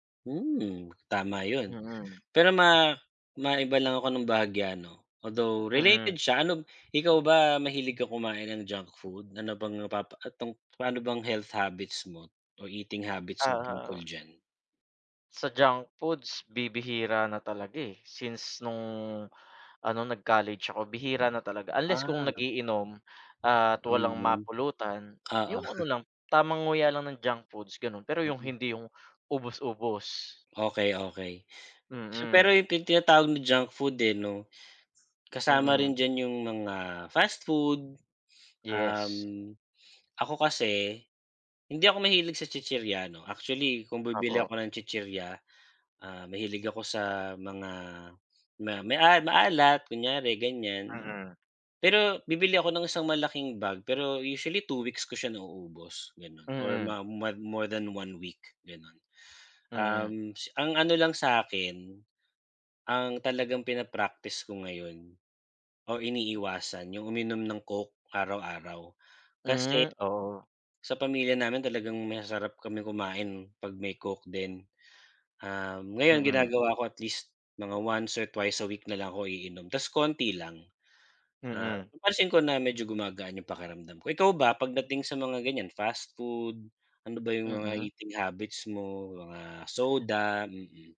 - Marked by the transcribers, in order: tapping; in English: "health habits"; tongue click; scoff; other background noise
- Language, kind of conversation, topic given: Filipino, unstructured, Ano ang masasabi mo sa mga taong nagdidiyeta pero hindi tumitigil sa pagkain ng mga pagkaing walang gaanong sustansiya?